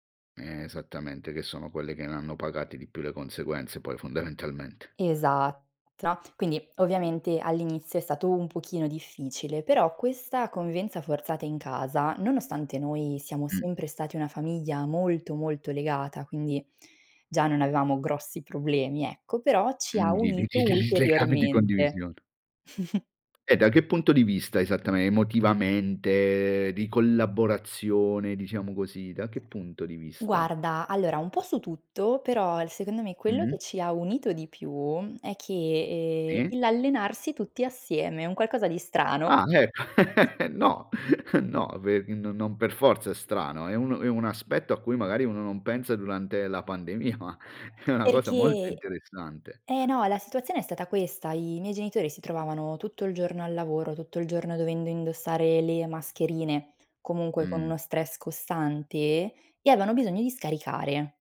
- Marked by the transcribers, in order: unintelligible speech; tapping; chuckle; chuckle; laughing while speaking: "pandemia, ma è"; other background noise; "avevano" said as "aveano"
- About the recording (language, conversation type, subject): Italian, podcast, In che modo la pandemia ha cambiato i legami familiari?